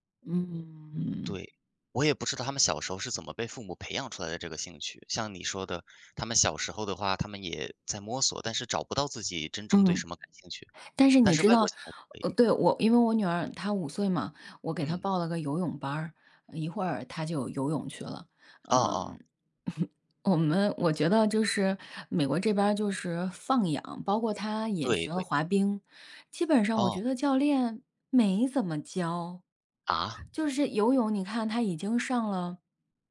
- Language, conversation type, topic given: Chinese, unstructured, 家长应该干涉孩子的学习吗？
- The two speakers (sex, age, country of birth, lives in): female, 40-44, China, United States; male, 18-19, China, United States
- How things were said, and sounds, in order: chuckle